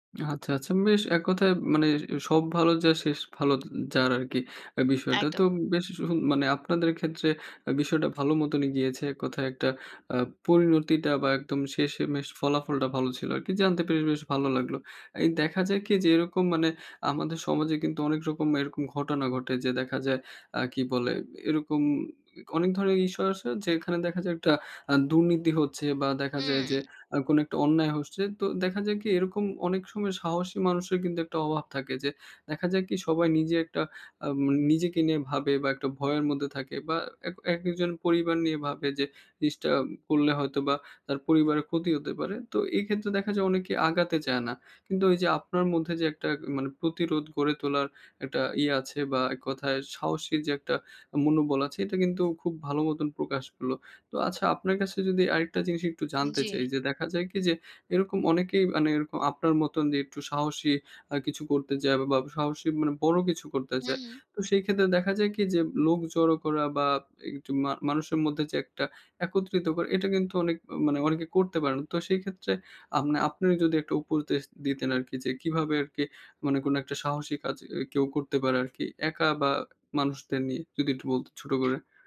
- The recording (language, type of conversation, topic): Bengali, podcast, একটা ঘটনা বলো, যখন সাহস করে বড় কিছু করেছিলে?
- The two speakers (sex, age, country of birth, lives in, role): female, 30-34, Bangladesh, Bangladesh, guest; male, 20-24, Bangladesh, Bangladesh, host
- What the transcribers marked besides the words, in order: none